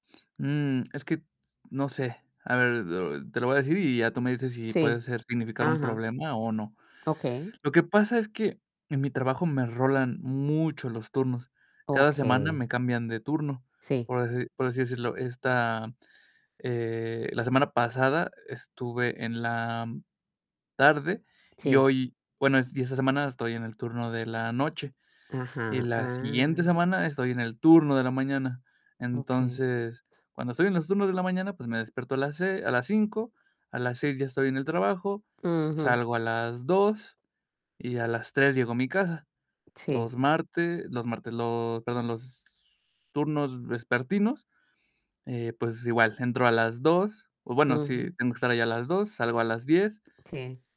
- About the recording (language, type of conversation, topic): Spanish, advice, ¿Cómo puedes crear una rutina matutina para empezar el día con enfoque?
- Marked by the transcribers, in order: tapping; other background noise